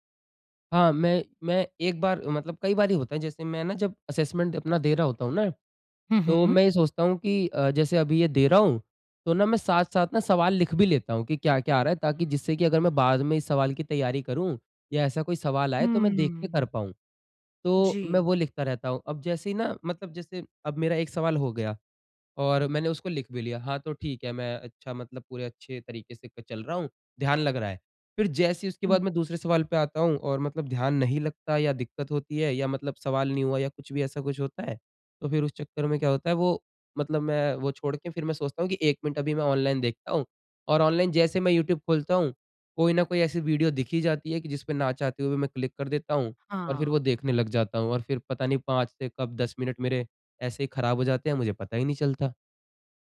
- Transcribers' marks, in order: in English: "असेसमेंट"
- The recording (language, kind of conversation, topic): Hindi, advice, मैं बार-बार ध्यान भटकने से कैसे बचूं और एक काम पर कैसे ध्यान केंद्रित करूं?